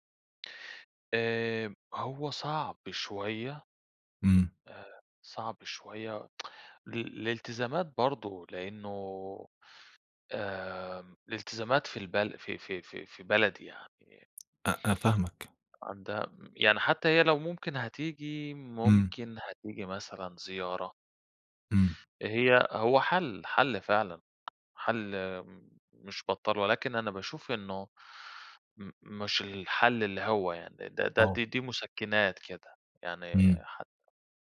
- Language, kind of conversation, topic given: Arabic, advice, إيه اللي أنسب لي: أرجع بلدي ولا أفضل في البلد اللي أنا فيه دلوقتي؟
- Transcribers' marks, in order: tsk; tapping